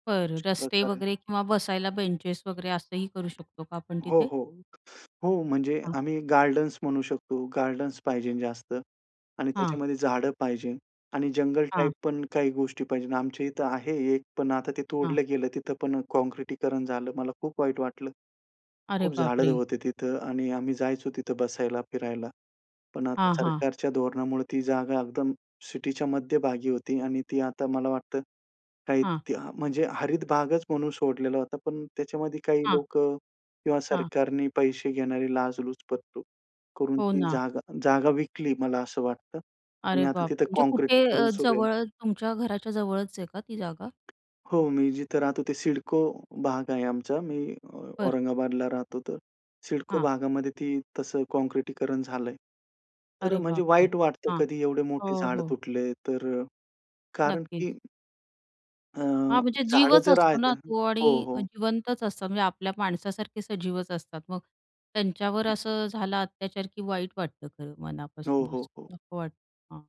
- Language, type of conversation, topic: Marathi, podcast, शहरी भागात हिरवळ वाढवण्यासाठी आपण काय करू शकतो?
- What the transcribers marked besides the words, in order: other background noise; tapping